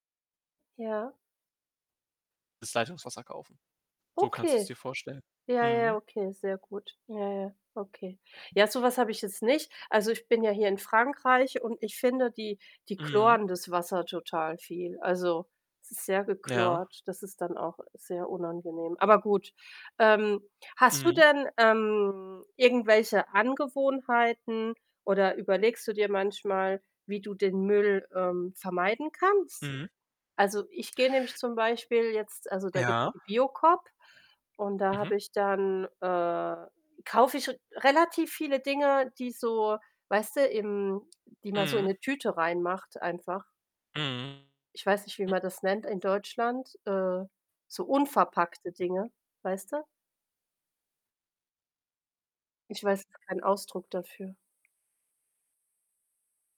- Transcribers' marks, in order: static; tapping; other background noise; distorted speech
- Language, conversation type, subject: German, unstructured, Wie beeinflusst Plastikmüll unser tägliches Leben?